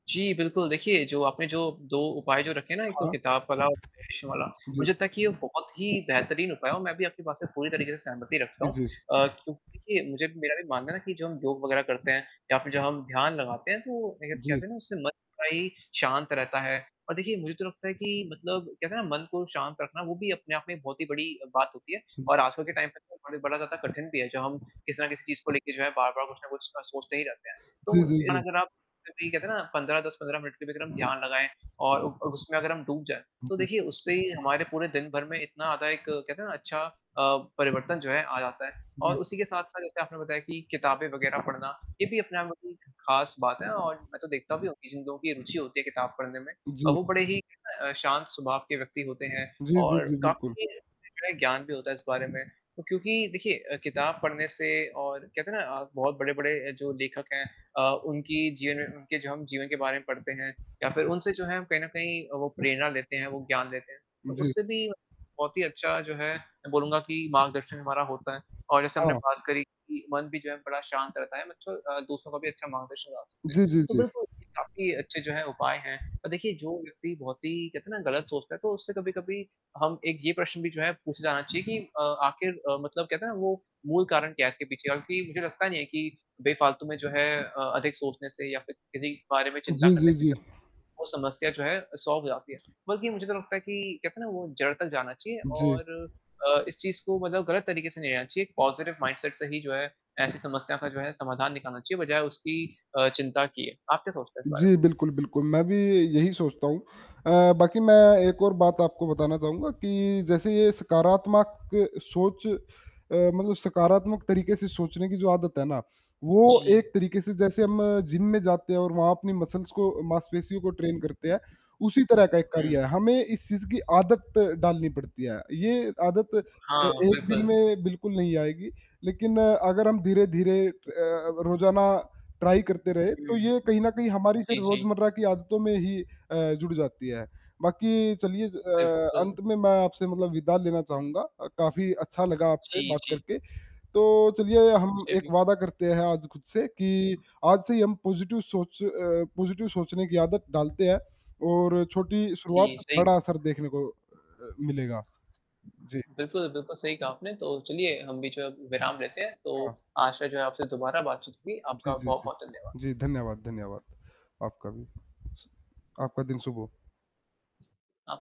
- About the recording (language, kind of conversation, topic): Hindi, unstructured, क्या आपको लगता है कि सकारात्मक सोच से ज़िंदगी बदल सकती है?
- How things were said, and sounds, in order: static; distorted speech; unintelligible speech; in English: "टाइम"; unintelligible speech; in English: "सॉल्व"; in English: "पॉज़िटिव माइंडसेट"; in English: "मसल्स"; in English: "ट्रेन"; in English: "ट्राई"; in English: "पॉज़िटिव"; in English: "पॉज़िटिव"